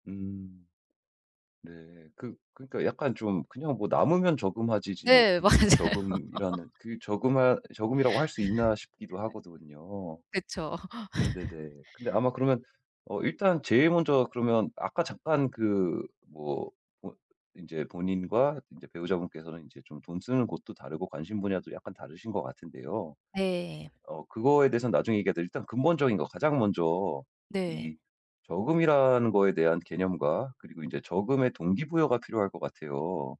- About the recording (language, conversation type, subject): Korean, advice, 지출을 어떻게 통제하고 저축의 우선순위를 어떻게 정하면 좋을까요?
- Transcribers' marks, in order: laughing while speaking: "맞아요"; laugh; laughing while speaking: "그쵸"; laugh; other background noise